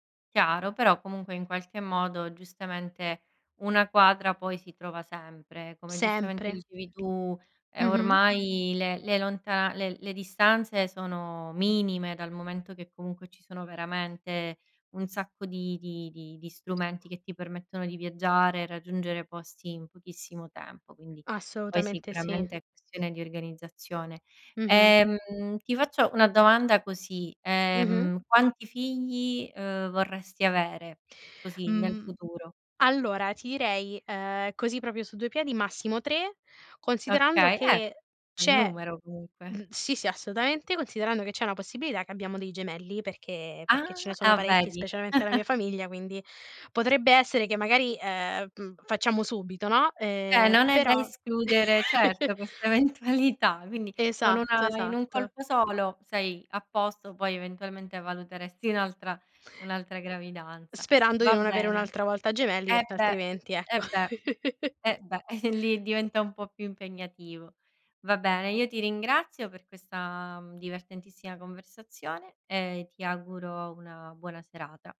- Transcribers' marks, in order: tapping; other background noise; "proprio" said as "propio"; chuckle; chuckle; laughing while speaking: "eventualità"; chuckle; laughing while speaking: "e"
- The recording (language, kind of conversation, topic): Italian, podcast, Come decidi se avere un figlio o non averne?